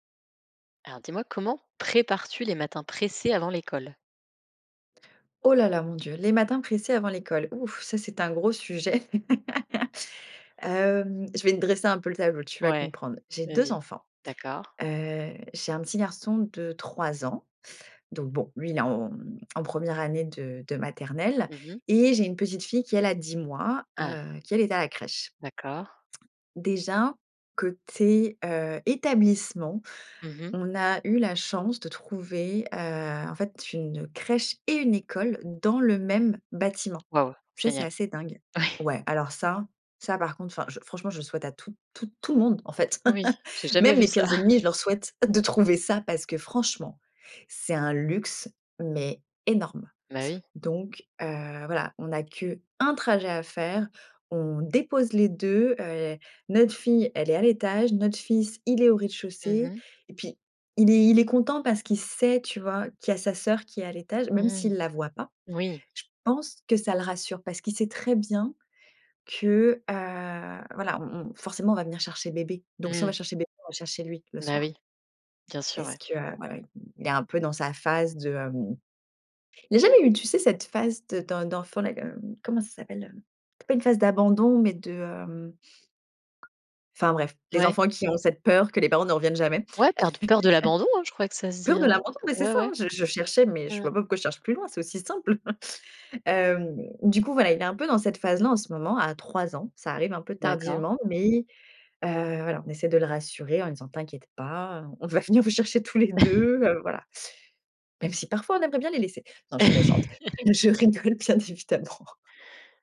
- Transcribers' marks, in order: stressed: "prépares-tu"; stressed: "pressés"; laugh; stressed: "établissement"; stressed: "et"; laughing while speaking: "Oui"; chuckle; other background noise; laughing while speaking: "ça"; stressed: "un trajet"; laugh; chuckle; laughing while speaking: "on va venir vous chercher tous les deux"; chuckle; laugh; laughing while speaking: "Je rigole, bien évidemment"
- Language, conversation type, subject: French, podcast, Comment vous organisez-vous les matins où tout doit aller vite avant l’école ?
- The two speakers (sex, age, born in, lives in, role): female, 30-34, France, France, guest; female, 35-39, France, Netherlands, host